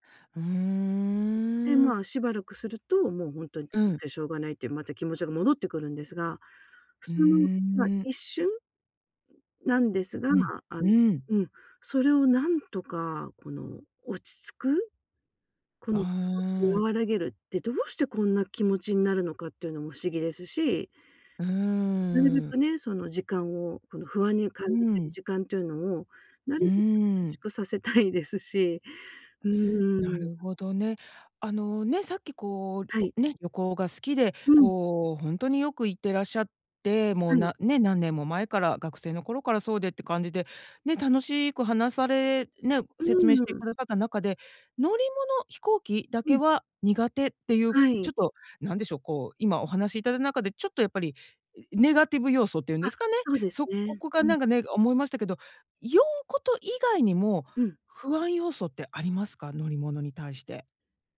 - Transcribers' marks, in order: unintelligible speech; other background noise; laughing while speaking: "させたい"
- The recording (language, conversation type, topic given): Japanese, advice, 知らない場所で不安を感じたとき、どうすれば落ち着けますか？